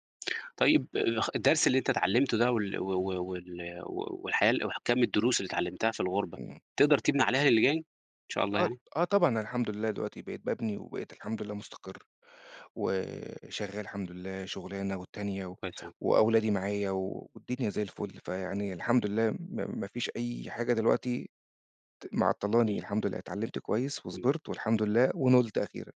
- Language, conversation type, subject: Arabic, podcast, إيه أهم درس اتعلمته في حياتك؟
- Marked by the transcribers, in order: tapping